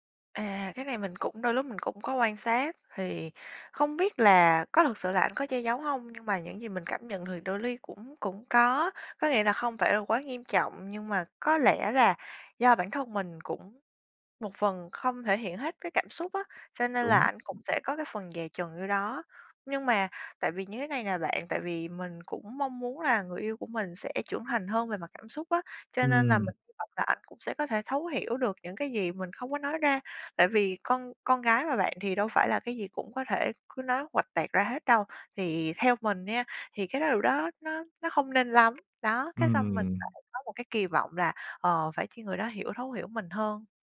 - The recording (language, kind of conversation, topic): Vietnamese, advice, Vì sao bạn thường che giấu cảm xúc thật với người yêu hoặc đối tác?
- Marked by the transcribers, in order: tapping; other background noise